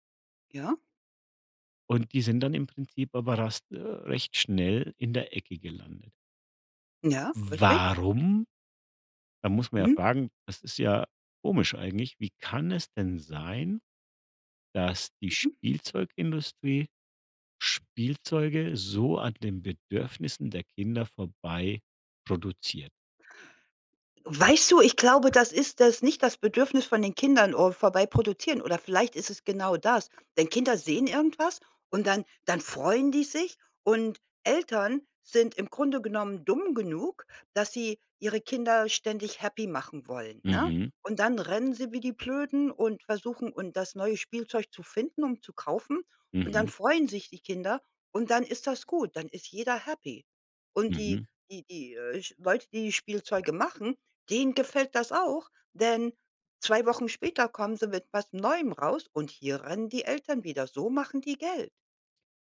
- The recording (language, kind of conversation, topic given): German, podcast, Was war dein liebstes Spielzeug in deiner Kindheit?
- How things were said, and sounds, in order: stressed: "Warum?"; unintelligible speech